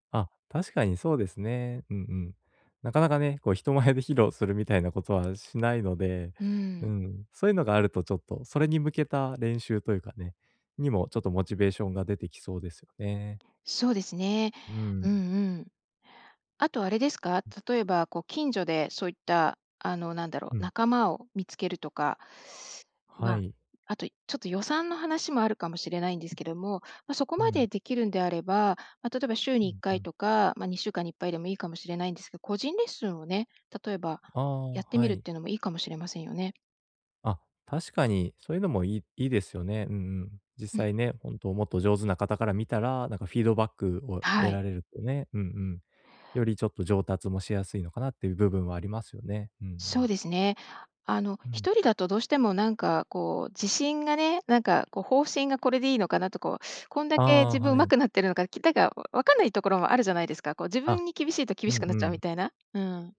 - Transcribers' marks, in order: other background noise
- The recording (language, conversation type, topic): Japanese, advice, 短い時間で趣味や学びを効率よく進めるにはどうすればよいですか？